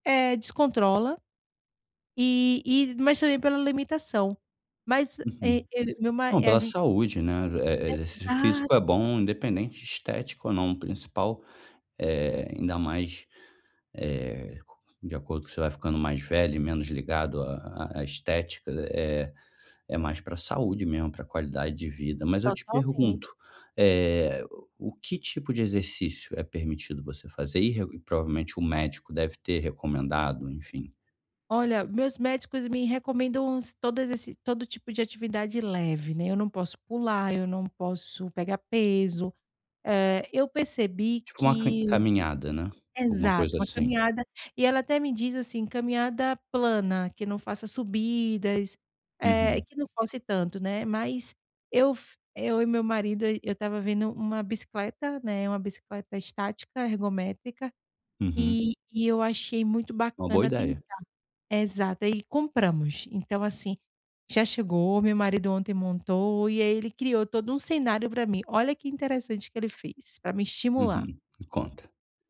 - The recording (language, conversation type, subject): Portuguese, advice, Como posso manter a motivação com pequenas vitórias diárias?
- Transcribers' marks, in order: none